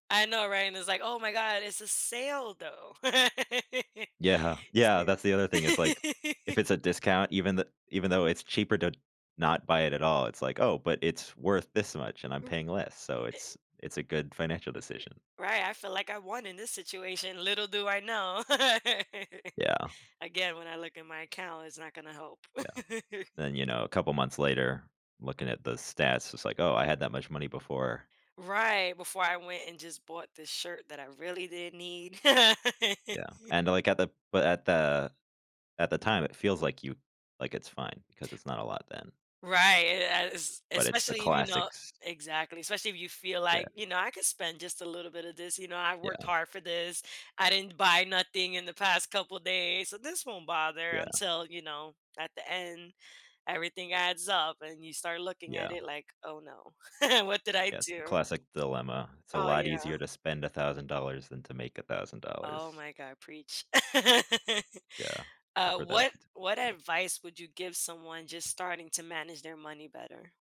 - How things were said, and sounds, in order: laughing while speaking: "Yeah"; laugh; other background noise; laugh; laugh; laugh; laugh; laugh
- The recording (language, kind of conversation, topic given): English, unstructured, How do early financial habits shape your future decisions?
- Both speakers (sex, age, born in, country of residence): female, 35-39, United States, United States; male, 20-24, United States, United States